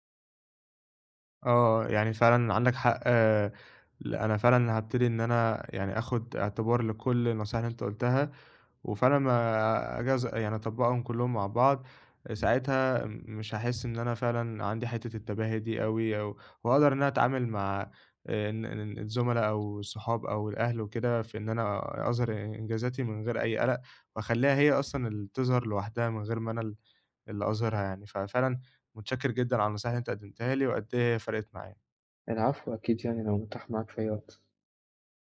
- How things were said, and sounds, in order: none
- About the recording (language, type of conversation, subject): Arabic, advice, عرض الإنجازات بدون تباهٍ